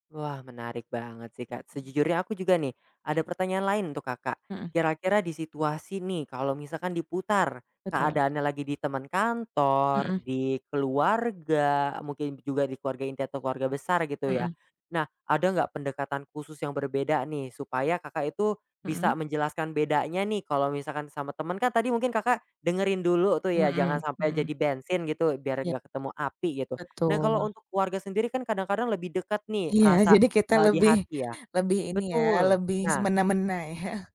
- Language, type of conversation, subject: Indonesian, podcast, Bagaimana kamu menangani percakapan dengan orang yang tiba-tiba meledak emosinya?
- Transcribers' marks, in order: other background noise; laughing while speaking: "jadi"; laughing while speaking: "semena-mena ya"